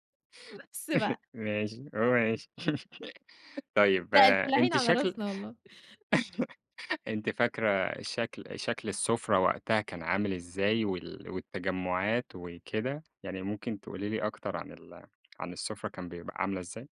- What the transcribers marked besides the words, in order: laughing while speaking: "ماشي ه ماشي"; laugh
- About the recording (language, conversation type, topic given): Arabic, podcast, إيه أكلة من طفولتك لسه بتوحشك وبتشتاق لها؟
- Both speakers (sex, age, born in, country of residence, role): female, 25-29, Egypt, Egypt, guest; male, 25-29, Egypt, Egypt, host